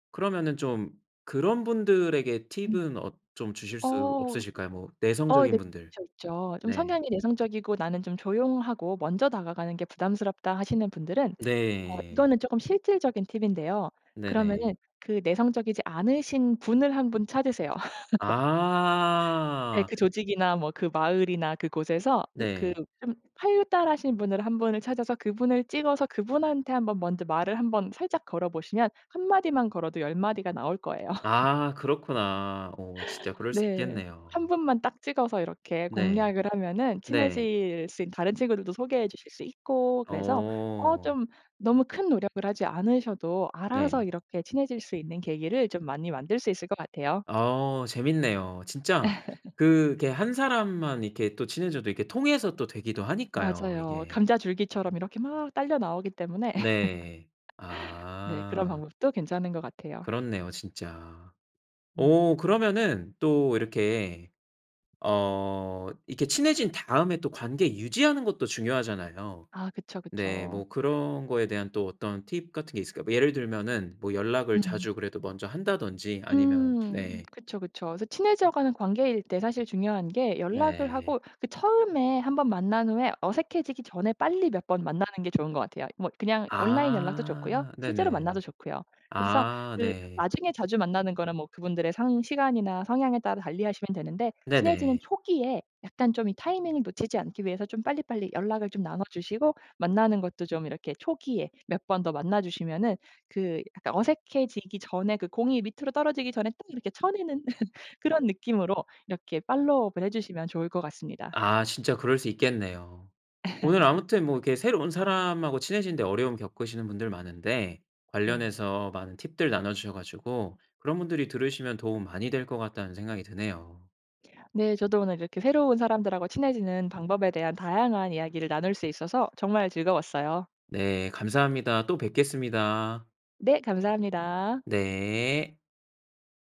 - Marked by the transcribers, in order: tapping; laugh; laughing while speaking: "거예요"; laugh; laugh; laugh; other background noise; laugh; in English: "팔로우업을"; laugh
- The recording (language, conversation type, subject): Korean, podcast, 새로운 사람과 친해지는 방법은 무엇인가요?